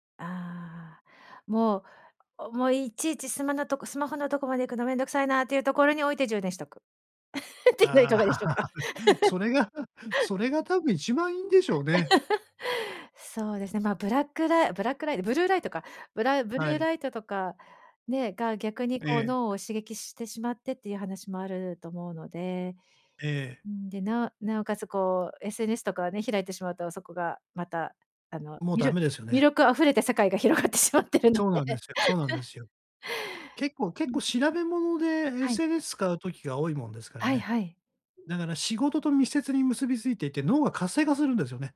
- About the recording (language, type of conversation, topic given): Japanese, advice, 夜にスマホを使うのをやめて寝つきを良くするにはどうすればいいですか？
- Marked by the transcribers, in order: laugh; chuckle; laugh; laugh; tapping; laughing while speaking: "広がってしまってるので"; chuckle